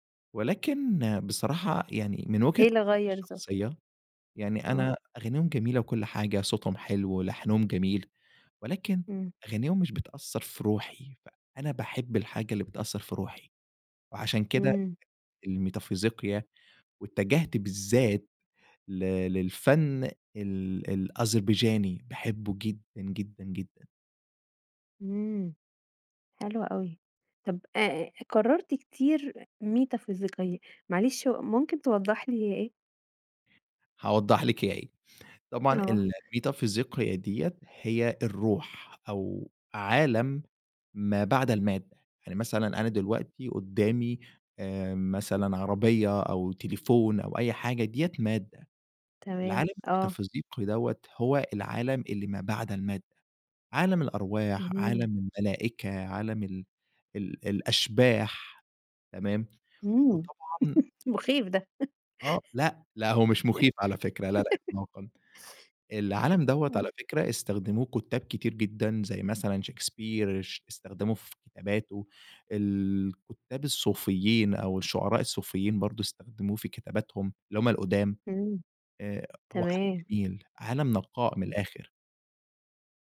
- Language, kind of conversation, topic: Arabic, podcast, إيه دور الذكريات في حبّك لأغاني معيّنة؟
- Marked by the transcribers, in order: unintelligible speech; laugh; laugh